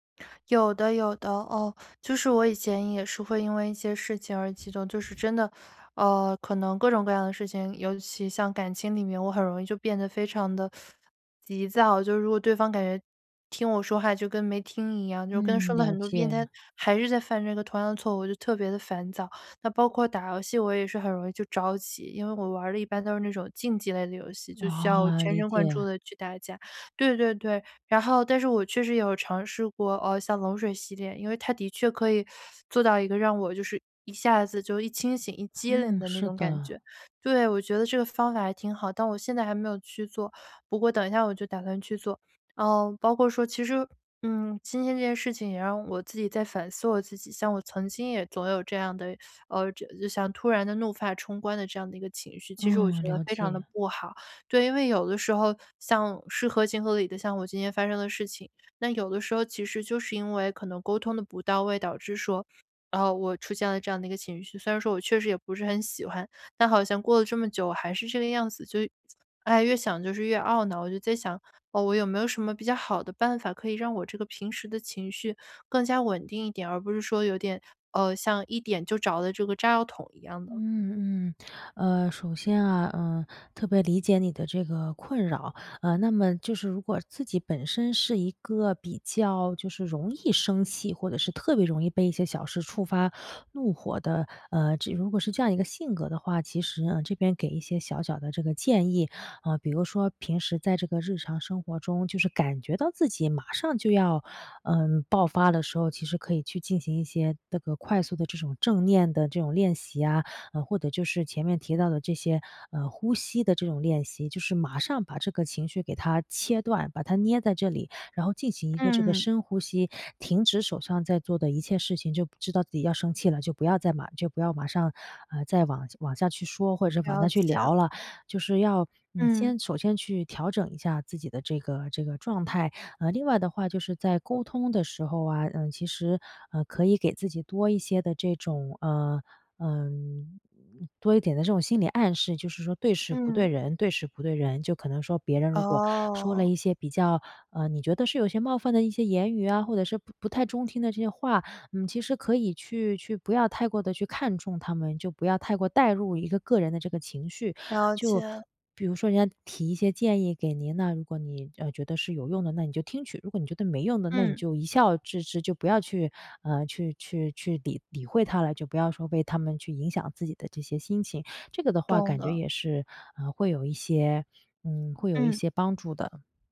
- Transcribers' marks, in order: other background noise; teeth sucking; teeth sucking; teeth sucking
- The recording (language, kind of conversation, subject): Chinese, advice, 我情绪失控时，怎样才能立刻稳定下来？